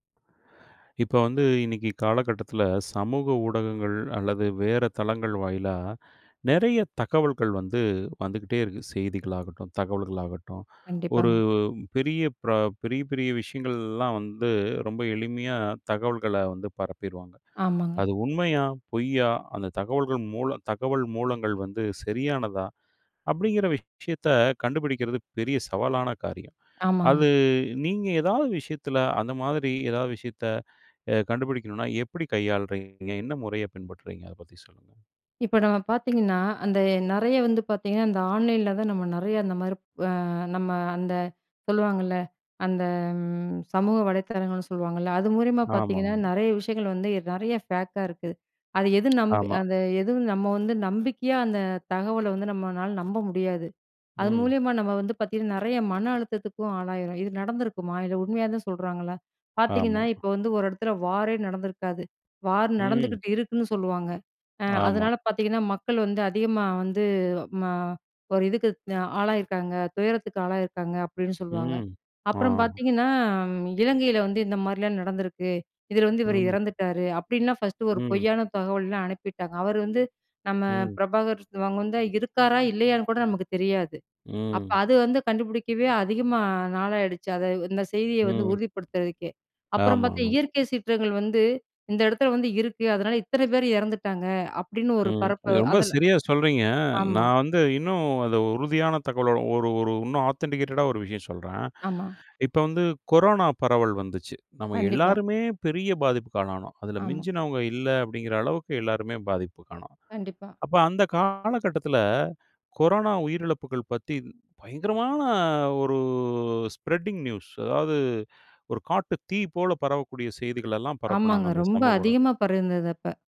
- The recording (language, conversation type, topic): Tamil, podcast, நம்பிக்கையான தகவல் மூலங்களை எப்படி கண்டுபிடிக்கிறீர்கள்?
- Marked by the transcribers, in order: other background noise; tapping; in English: "பேக்கா"; in English: "வாரே"; other noise; in English: "ஆத்தன்டிகேட்டடா"; drawn out: "ஒரு"; in English: "ஸ்ப்ரெட்டிங்"